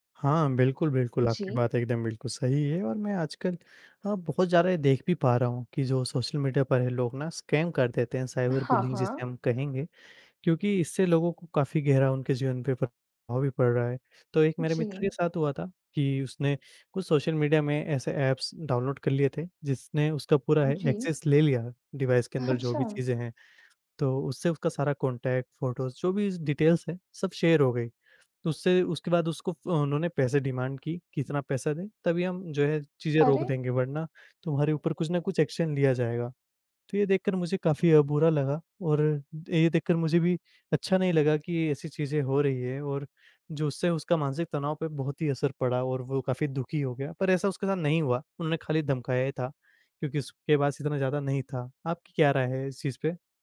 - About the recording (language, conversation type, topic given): Hindi, unstructured, क्या सोशल मीडिया का आपकी मानसिक सेहत पर असर पड़ता है?
- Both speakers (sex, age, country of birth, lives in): female, 20-24, India, India; female, 25-29, India, India
- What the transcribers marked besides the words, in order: tapping; in English: "स्कैम"; in English: "साइबर बुलींग"; other background noise; in English: "ऐप्स डाउनलोड"; in English: "एक्सेस"; in English: "डिवाइस"; laughing while speaking: "अच्छा"; in English: "कॉन्टैक्ट, फ़ोटोज़"; in English: "डिटेल्स"; in English: "शेयर"; in English: "डिमांड"; in English: "एक्शन"